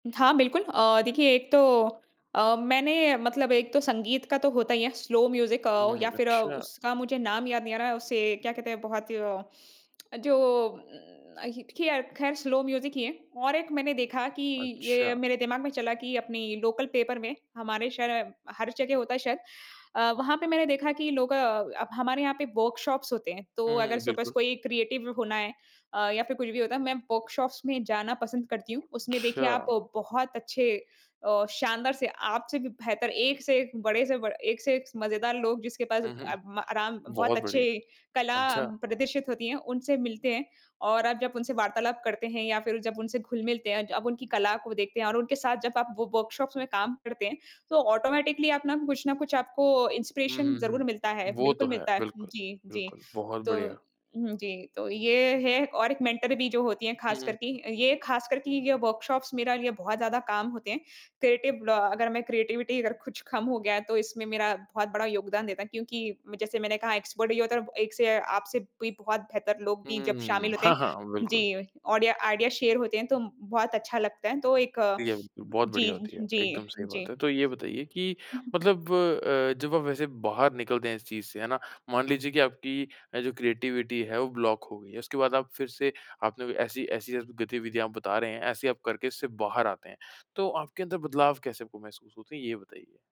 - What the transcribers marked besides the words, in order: in English: "स्लो म्यूज़िक"; in English: "स्लो म्यूज़िक"; in English: "लोकल पेपर"; in English: "वर्कशॉप्स"; in English: "सपोज़"; in English: "क्रिएटिव"; in English: "वर्कशॉप्स"; in English: "वर्कशॉप्स"; in English: "ऑटोमैटिकली"; in English: "इंस्पिरेशन"; in English: "मेंटर"; in English: "वर्कशॉप्स"; in English: "क्रिएटिव"; in English: "क्रिएटिविटी"; in English: "एक्सपर्ट"; in English: "आइडियाज़ शेयर"; in English: "क्रिएटिविटी"; in English: "ब्लॉक"
- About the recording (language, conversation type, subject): Hindi, podcast, आप रचनात्मक अवरोध से कैसे बाहर निकलते हैं?